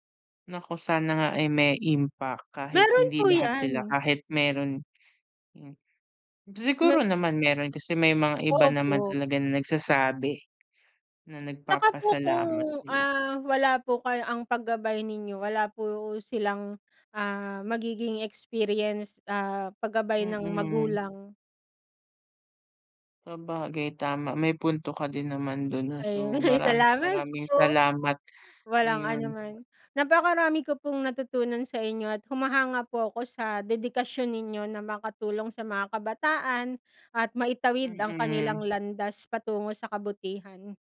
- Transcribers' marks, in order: in English: "impact"; other background noise; laughing while speaking: "ay"
- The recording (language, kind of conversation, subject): Filipino, unstructured, Ano ang una mong trabaho at ano ang mga natutunan mo roon?